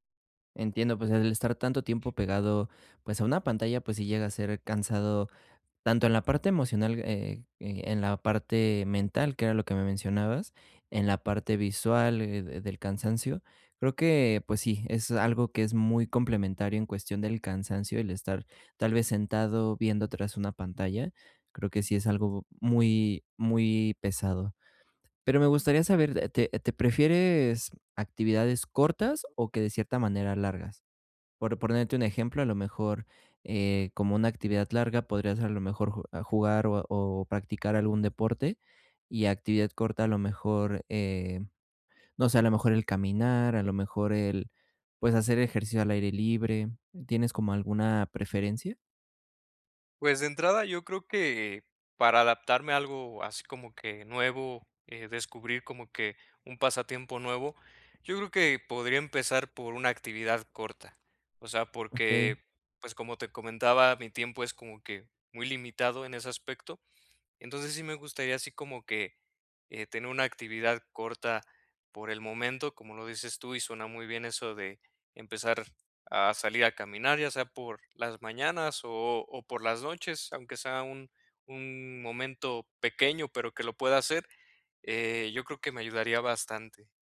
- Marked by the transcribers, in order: other background noise; "ponerte" said as "pronerte"
- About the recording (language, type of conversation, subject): Spanish, advice, ¿Cómo puedo encontrar tiempo cada semana para mis pasatiempos?